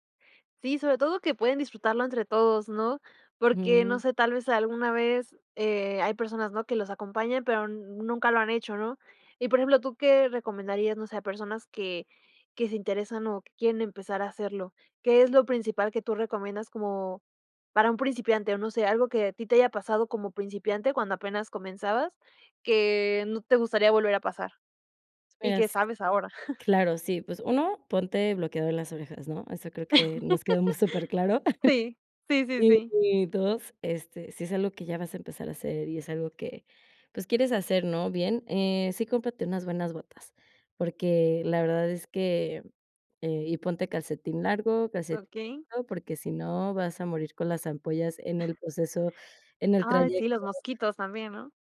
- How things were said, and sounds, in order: chuckle; laugh; chuckle; unintelligible speech; chuckle
- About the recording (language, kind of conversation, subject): Spanish, podcast, ¿Qué es lo que más disfrutas de tus paseos al aire libre?